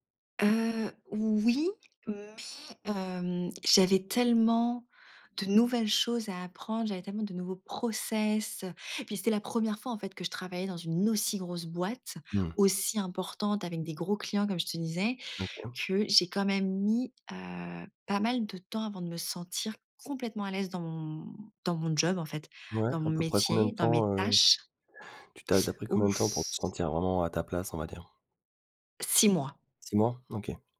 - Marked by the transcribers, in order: in English: "process"; stressed: "process"; stressed: "aussi"; teeth sucking
- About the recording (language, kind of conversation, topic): French, podcast, Comment gérer la pression sociale lorsqu’on change de travail ?